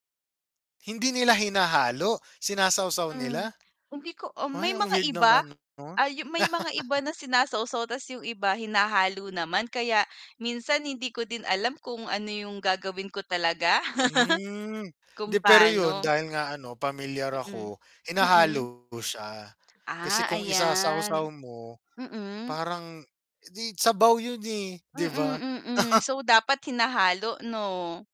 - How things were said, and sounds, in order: laugh; laugh; distorted speech; chuckle
- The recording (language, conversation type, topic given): Filipino, unstructured, Ano ang pinaka-kakaibang sangkap na nasubukan mo na sa pagluluto?